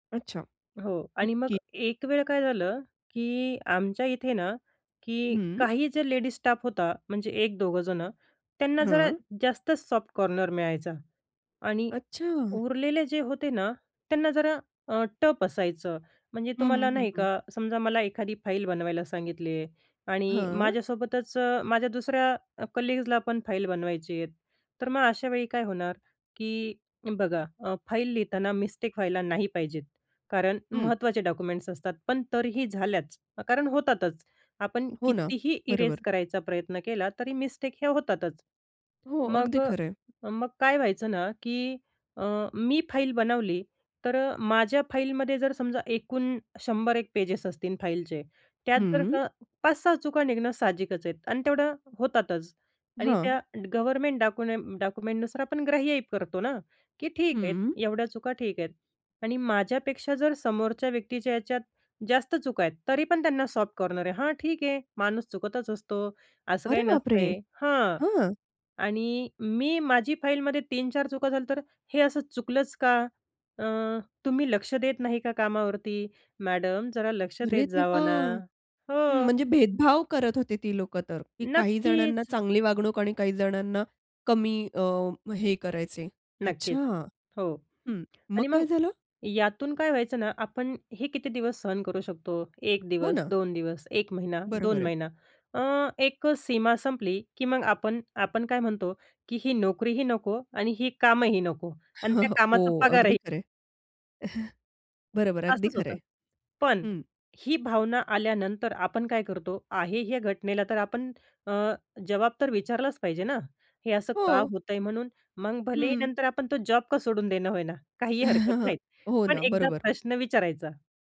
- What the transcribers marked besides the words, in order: in English: "लेडीज स्टाफ"; in English: "सॉफ्ट कॉर्नर"; surprised: "अच्छा"; in English: "टप"; "टफ" said as "टप"; in English: "कलीग्जला"; in English: "फाईल"; in English: "मिस्टेक"; in English: "डॉक्युमेंट्स"; in English: "इरेज"; in English: "मिस्टेक"; in English: "फाईल"; in English: "फाईलमध्ये"; in English: "पेजेस"; in English: "फाईलचे"; in English: "गव्हर्नमेंट डाकूनेम डाक्युमेंटनुसार"; in English: "सॉफ्ट कॉर्नर"; surprised: "अरे बापरे!"; in English: "फाईलमध्ये"; angry: "हे असं चुकलंच का? अ … देत जावा ना"; in English: "मॅडम"; surprised: "अरे देवा!"; drawn out: "नक्कीच"; other background noise; anticipating: "हं, मग काय झालं?"; chuckle; laugh; in Hindi: "जवाब"; chuckle
- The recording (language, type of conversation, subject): Marathi, podcast, एखादी चूक झाली तर तुम्ही तिची भरपाई कशी करता?